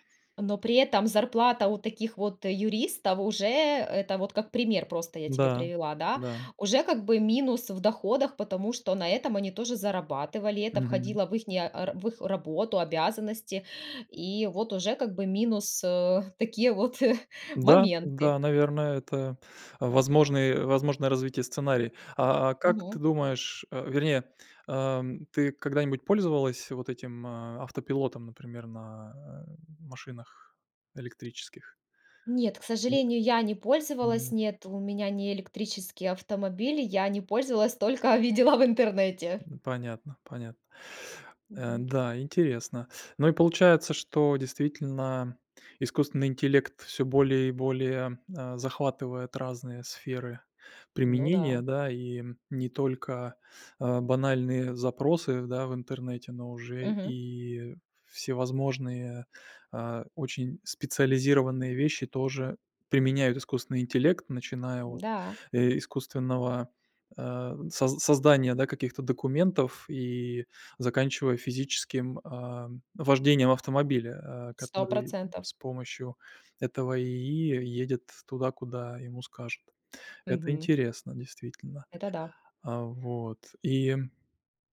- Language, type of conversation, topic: Russian, podcast, Как вы относитесь к использованию ИИ в быту?
- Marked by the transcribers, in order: chuckle; tapping; other noise; laughing while speaking: "видела"; other background noise